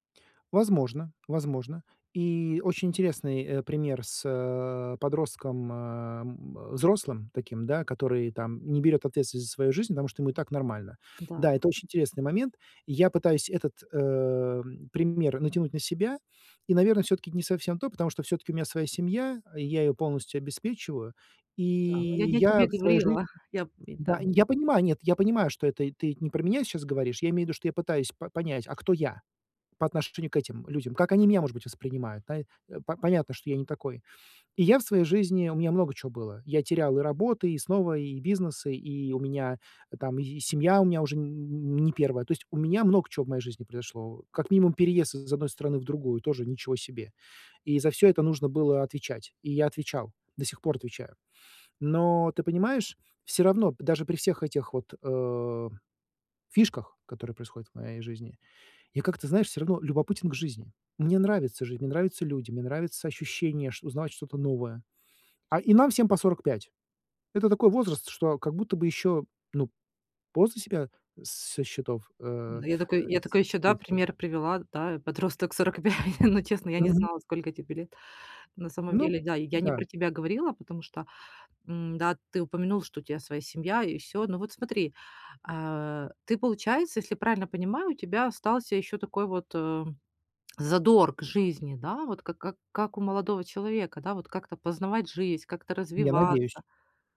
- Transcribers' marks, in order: other background noise; tapping; unintelligible speech
- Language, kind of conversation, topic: Russian, advice, Как перестать сравнивать себя с общественными стандартами?